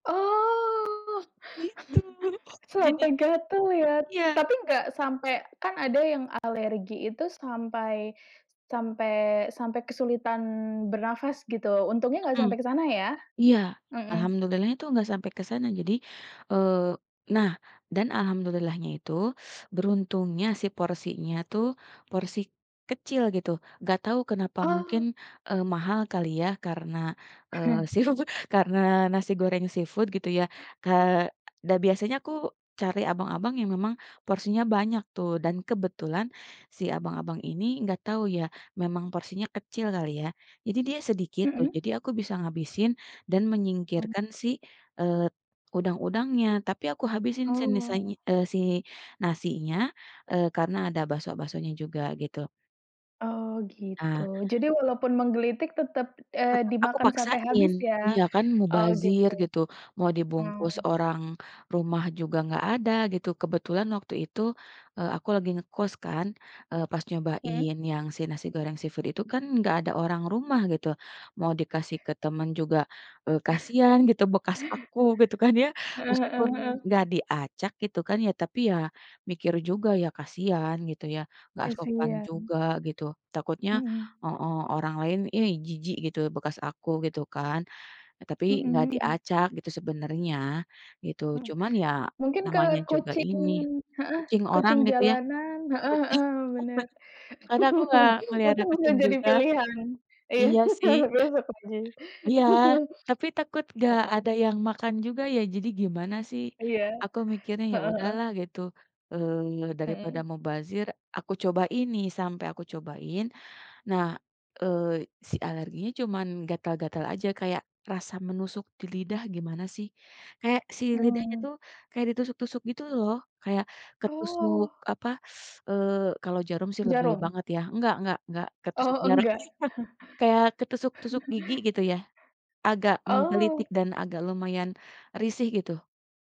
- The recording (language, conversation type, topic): Indonesian, podcast, Menurutmu, makanan jalanan apa yang paling enak dan wajib dicoba?
- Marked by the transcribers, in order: drawn out: "Oh"; chuckle; other background noise; laughing while speaking: "Gitu"; tapping; laughing while speaking: "seafood"; in English: "seafood"; chuckle; chuckle; laughing while speaking: "gitu bekas aku gitu kan ya"; chuckle; chuckle; chuckle; unintelligible speech; laughing while speaking: "Oh, enggak"; laugh; chuckle